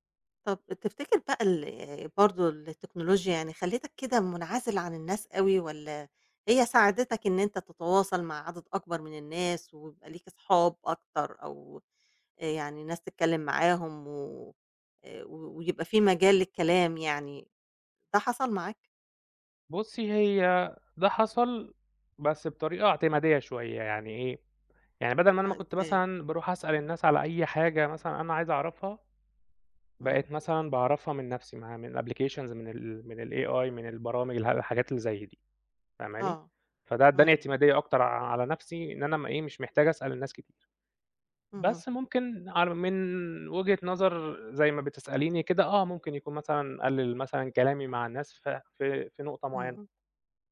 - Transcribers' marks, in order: tapping; other noise; in English: "applications"; in English: "الAI"
- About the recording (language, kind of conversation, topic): Arabic, podcast, إزاي التكنولوجيا غيّرت روتينك اليومي؟